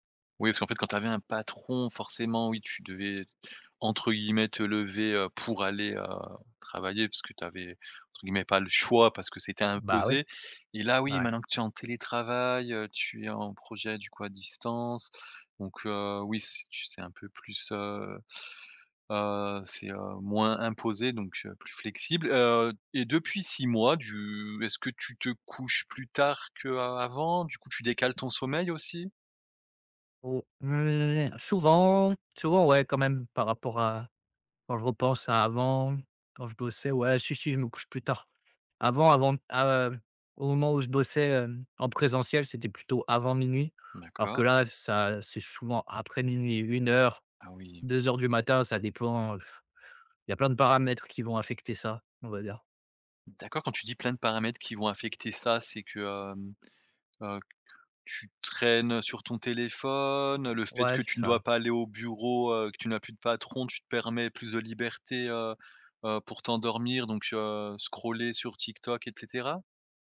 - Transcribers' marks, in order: stressed: "pour"
- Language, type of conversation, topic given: French, advice, Incapacité à se réveiller tôt malgré bonnes intentions